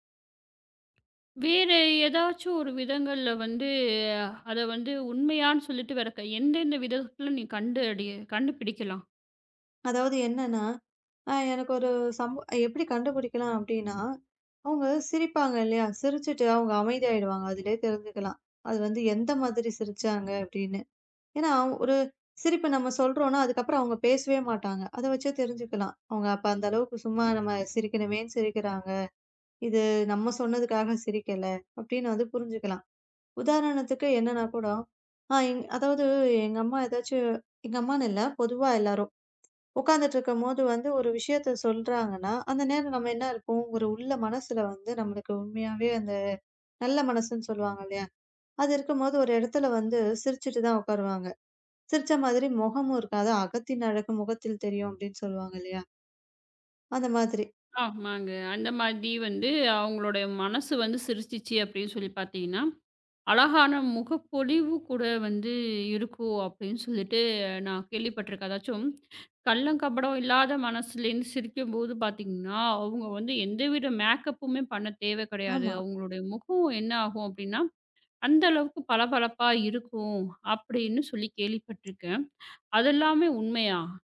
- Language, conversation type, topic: Tamil, podcast, சிரித்துக்கொண்டிருக்கும் போது அந்தச் சிரிப்பு உண்மையானதா இல்லையா என்பதை நீங்கள் எப்படி அறிகிறீர்கள்?
- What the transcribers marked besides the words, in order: tapping; other noise; sigh